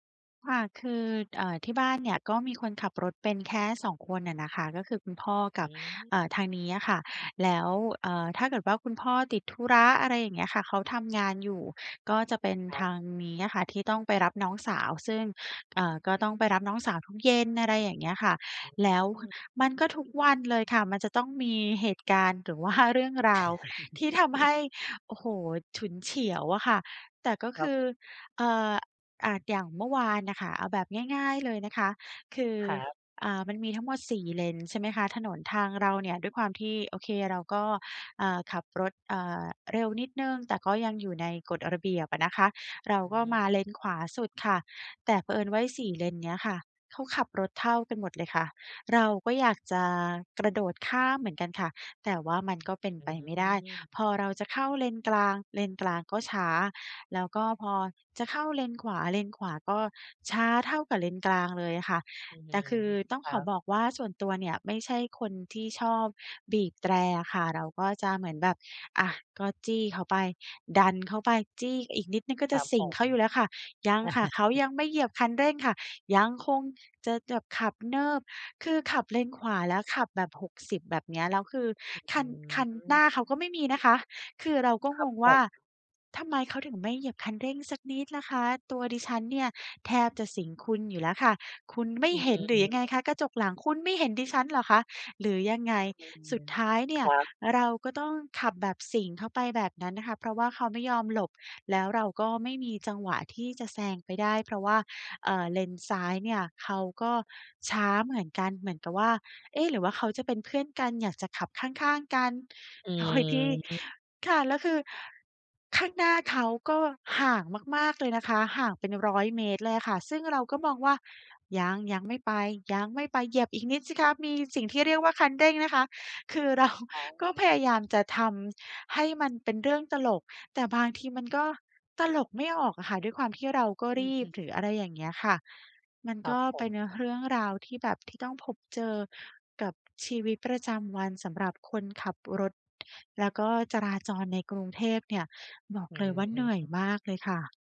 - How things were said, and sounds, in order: chuckle; chuckle; other background noise; tapping; chuckle
- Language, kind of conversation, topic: Thai, advice, ฉันควรเริ่มจากตรงไหนเพื่อหยุดวงจรพฤติกรรมเดิม?
- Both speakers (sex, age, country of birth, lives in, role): female, 35-39, Thailand, Thailand, user; other, 35-39, Thailand, Thailand, advisor